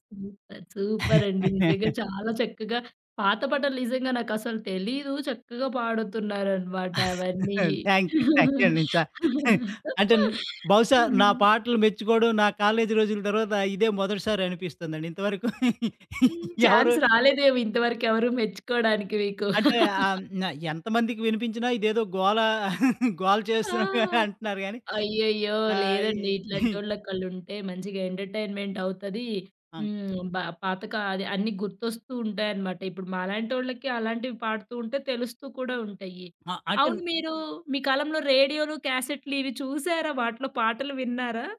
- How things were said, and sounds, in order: in English: "సుపర్"; chuckle; laughing while speaking: "థ్యాంక్యూ థ్యాంక్యూ అండి చా"; in English: "థ్యాంక్యూ థ్యాంక్యూ"; laugh; laugh; in English: "ఛాన్స్"; laugh; laugh; laughing while speaking: "చేస్తున్నట్టుగానే"; giggle; lip smack
- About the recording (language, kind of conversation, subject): Telugu, podcast, పాత పాట వింటే గుర్తుకు వచ్చే ఒక్క జ్ఞాపకం ఏది?